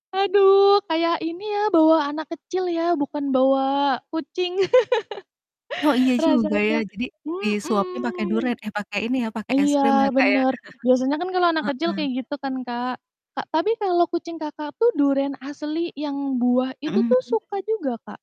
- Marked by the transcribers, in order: laugh; background speech; chuckle; distorted speech
- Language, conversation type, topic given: Indonesian, unstructured, Apa kegiatan favoritmu bersama hewan peliharaanmu?